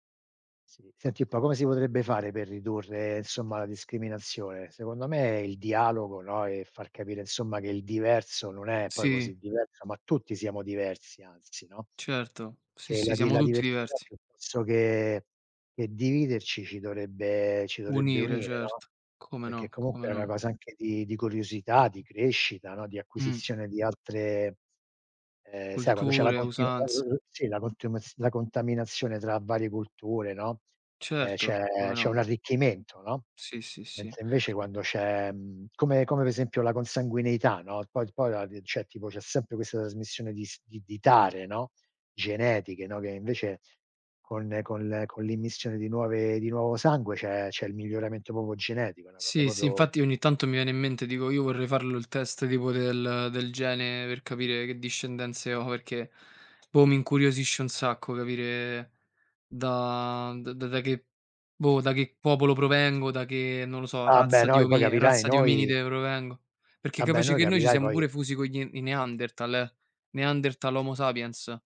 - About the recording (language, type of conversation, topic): Italian, unstructured, Perché pensi che nella società ci siano ancora tante discriminazioni?
- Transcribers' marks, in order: "insomma" said as "nsomma"; "insomma" said as "nsomma"; "per" said as "pe"; "cioè" said as "ceh"; "trasmissione" said as "zasmissione"; "con-" said as "conne"; "proprio" said as "propo"; "proprio" said as "propo"; laughing while speaking: "ho"